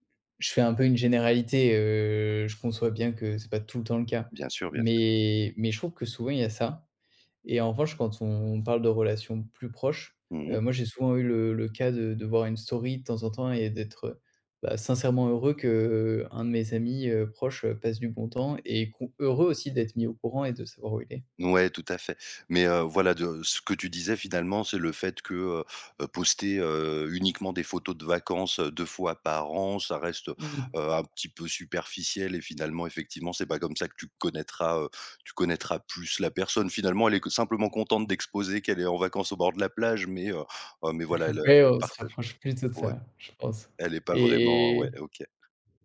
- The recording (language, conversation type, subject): French, podcast, Est-ce que tu trouves que le temps passé en ligne nourrit ou, au contraire, vide les liens ?
- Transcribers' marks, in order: drawn out: "heu"; other background noise; tapping; unintelligible speech; trusting: "Après, on se rapproche plutôt de ça, je pense. Et"